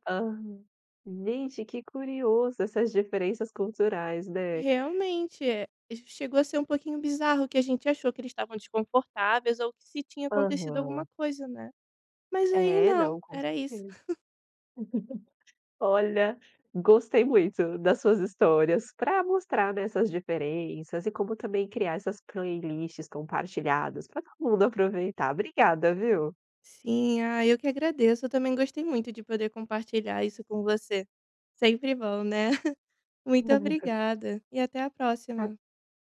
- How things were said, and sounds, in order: laugh; laugh
- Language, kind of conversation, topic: Portuguese, podcast, Como montar uma playlist compartilhada que todo mundo curta?